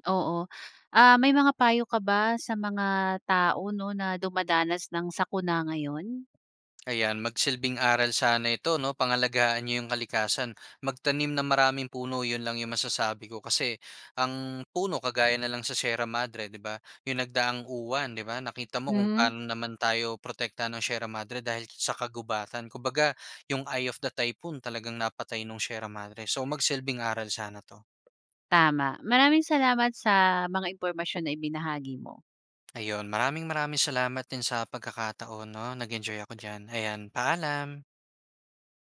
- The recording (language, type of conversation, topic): Filipino, podcast, Anong mga aral ang itinuro ng bagyo sa komunidad mo?
- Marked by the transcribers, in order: other background noise